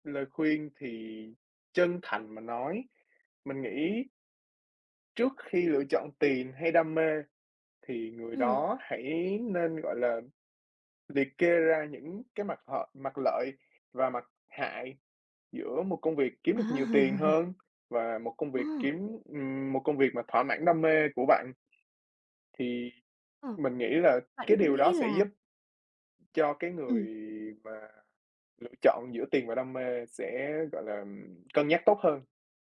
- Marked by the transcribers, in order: other background noise; tapping; chuckle
- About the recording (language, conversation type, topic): Vietnamese, podcast, Bạn ưu tiên tiền hay đam mê hơn, và vì sao?